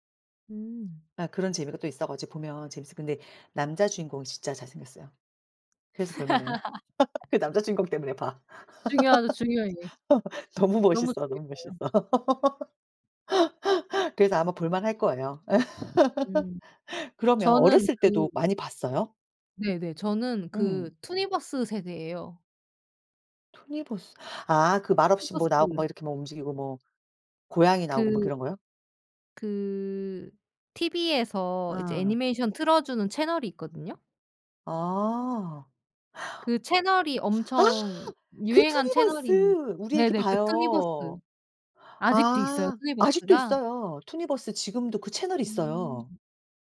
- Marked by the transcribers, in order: laugh; laugh; other noise; laugh; laughing while speaking: "멋있어"; laugh; laughing while speaking: "예"; laugh; other background noise; gasp; anticipating: "아 그 투니버스!"
- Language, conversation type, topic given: Korean, unstructured, 어렸을 때 가장 좋아했던 만화나 애니메이션은 무엇인가요?